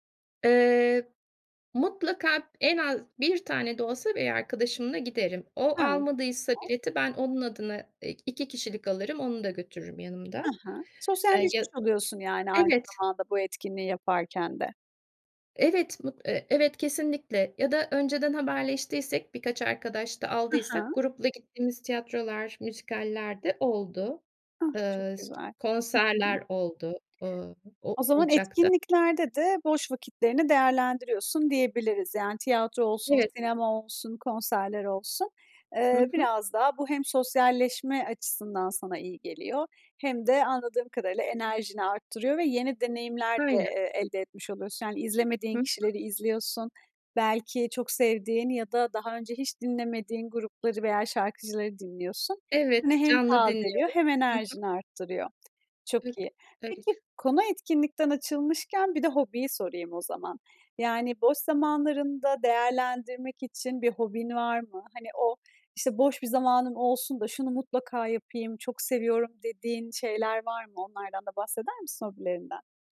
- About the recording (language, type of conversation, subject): Turkish, podcast, Boş zamanlarını değerlendirirken ne yapmayı en çok seversin?
- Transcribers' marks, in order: other background noise; tapping; unintelligible speech